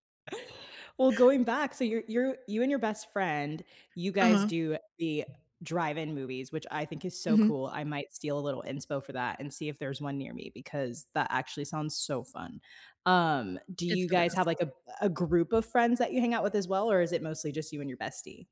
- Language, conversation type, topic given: English, unstructured, How do you like to recharge with friends so you both feel balanced and connected?
- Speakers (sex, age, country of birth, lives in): female, 25-29, United States, United States; female, 35-39, United States, United States
- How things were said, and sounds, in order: other background noise